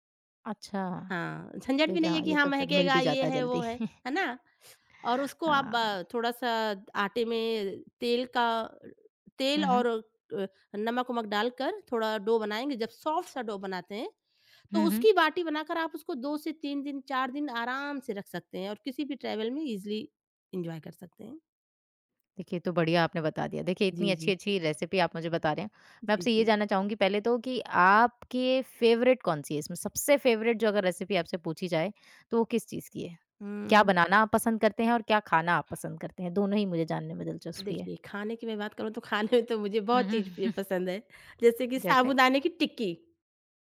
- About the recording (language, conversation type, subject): Hindi, podcast, बचे हुए खाने को आप किस तरह नए व्यंजन में बदलते हैं?
- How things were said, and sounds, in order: chuckle; in English: "डो"; in English: "सॉफ्ट"; in English: "डो"; in English: "ट्रेवल"; in English: "इज़िली एन्जॉय"; in English: "रेसिपी"; in English: "फ़ेवरेट"; in English: "फ़ेवरेट"; in English: "रेसिपी"; tapping; laughing while speaking: "खाने तो मुझे बहुत चीज़ प्रिय"; chuckle